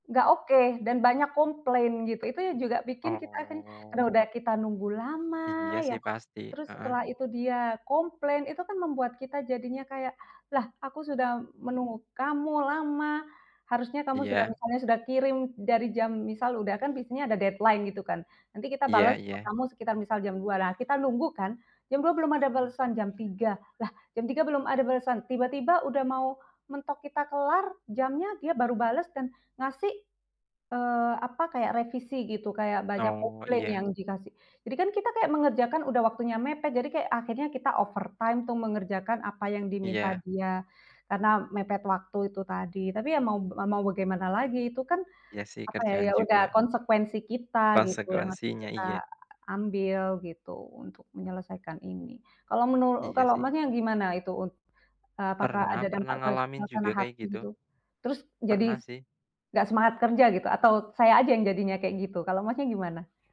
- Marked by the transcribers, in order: drawn out: "Oh"; other background noise; in English: "deadline"; in English: "overtime"
- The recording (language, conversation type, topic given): Indonesian, unstructured, Apa yang membuat rutinitas harian terasa membosankan bagi kamu?